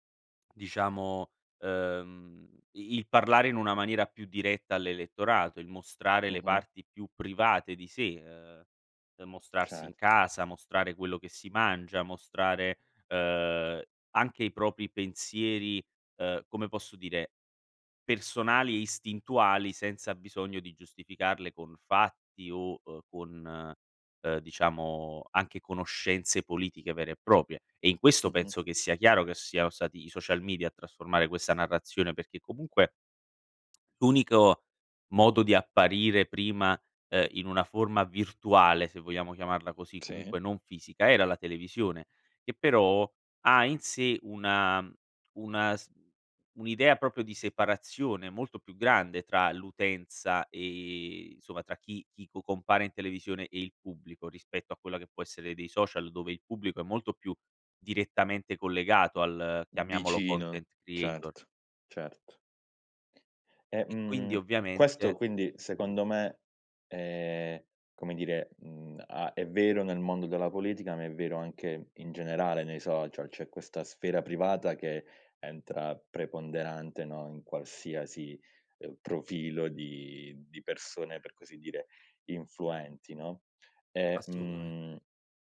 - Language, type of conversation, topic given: Italian, podcast, In che modo i social media trasformano le narrazioni?
- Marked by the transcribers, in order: "proprio" said as "propio"; in English: "content creator"